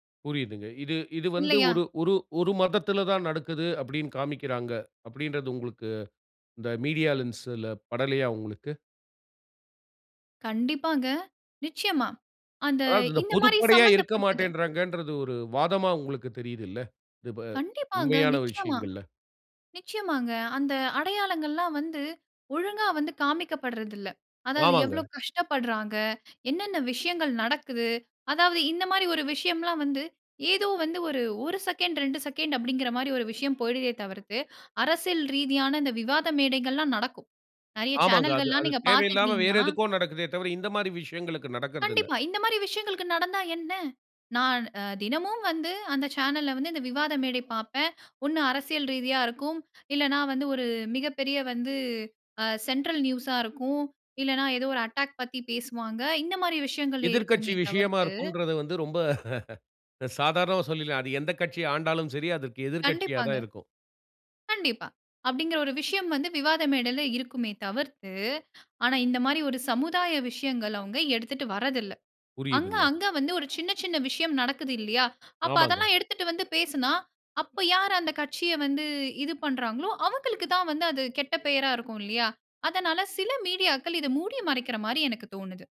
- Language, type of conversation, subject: Tamil, podcast, ஊடகங்களில் சாதி மற்றும் சமூக அடையாளங்கள் எப்படிச் சித்தரிக்கப்படுகின்றன?
- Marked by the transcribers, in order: in English: "மீடியா லென்ஸ்ல"; in English: "சென்ட்ரல் நியூஸ்ஸா"; in English: "அட்டாக்"; chuckle; in English: "மீடியாக்கள்"